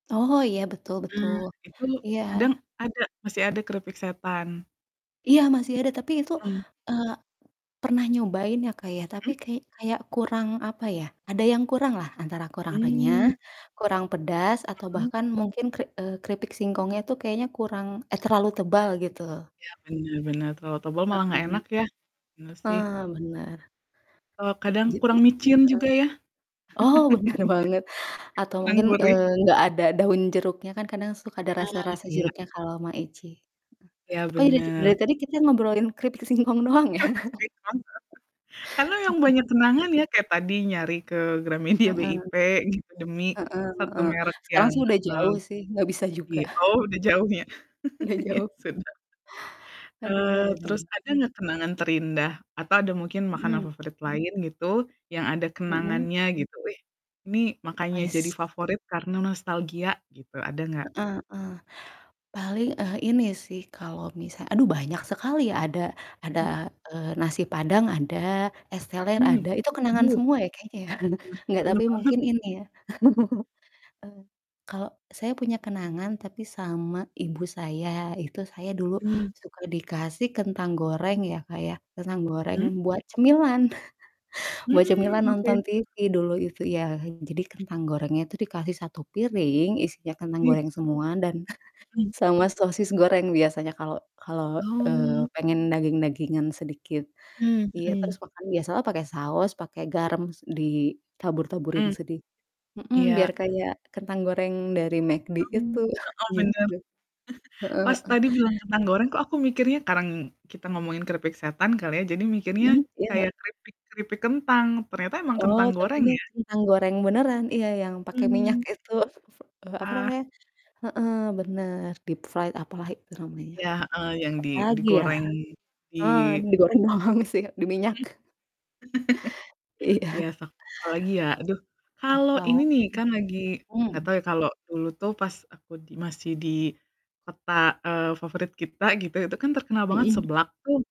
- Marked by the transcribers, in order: static; distorted speech; laughing while speaking: "bener"; chuckle; chuckle; laughing while speaking: "Keripik singkong"; chuckle; laughing while speaking: "Gramedia"; laughing while speaking: "gitu"; chuckle; laugh; laughing while speaking: "Ya sudahlah"; laughing while speaking: "Udah jauh"; chuckle; chuckle; other background noise; chuckle; chuckle; chuckle; chuckle; in English: "deep fried"; laughing while speaking: "doang sih"; chuckle; laughing while speaking: "Iya"
- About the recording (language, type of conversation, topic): Indonesian, unstructured, Apa makanan favorit Anda, dan apa yang membuatnya istimewa?